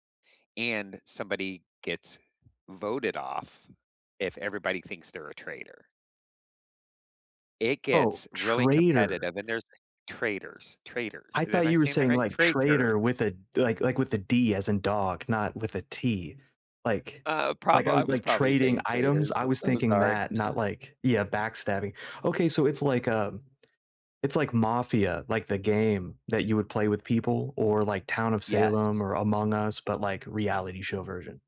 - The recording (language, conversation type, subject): English, unstructured, Which reality TV guilty pleasures keep you hooked, and what makes them perfect to bond over?
- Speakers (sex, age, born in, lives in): male, 30-34, United States, United States; male, 60-64, United States, United States
- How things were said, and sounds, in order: stressed: "Traitors"; chuckle; tapping